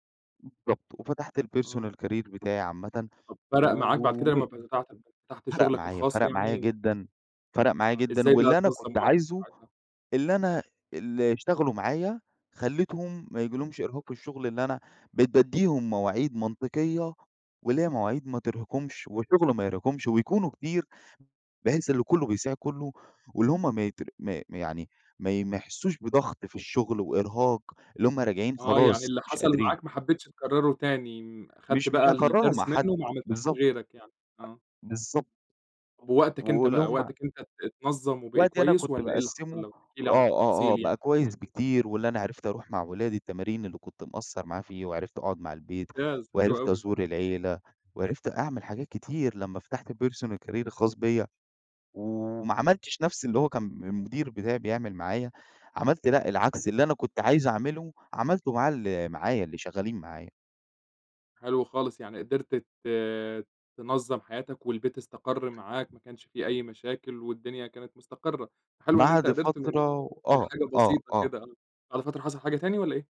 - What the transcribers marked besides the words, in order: in English: "الpersonal career"; unintelligible speech; in English: "الpersonal career"; tapping; other background noise
- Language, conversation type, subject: Arabic, podcast, إيه اللي بتعمله عادةً لما تحس إن الشغل مُرهقك؟